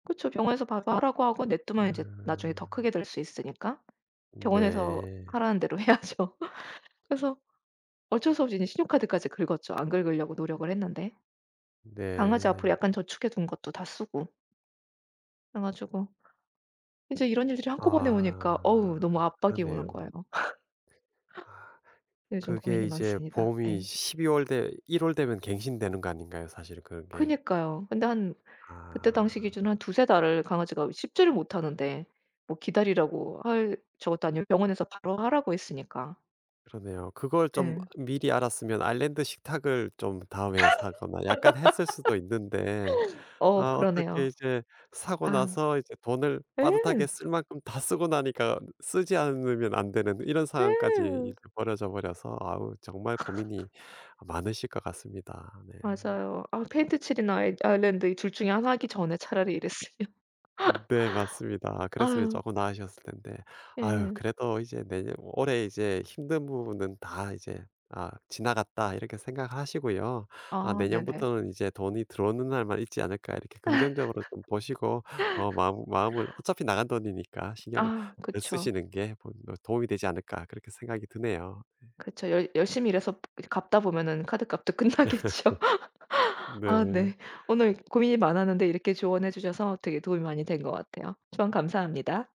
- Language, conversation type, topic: Korean, advice, 이사 비용이 예산을 초과해 경제적으로 압박을 받고 있는데, 어떻게 대처하면 좋을까요?
- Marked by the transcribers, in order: tapping; laughing while speaking: "해야죠"; other background noise; laugh; laugh; laugh; other noise; laugh; laugh; laugh; laughing while speaking: "끝나겠죠"; laugh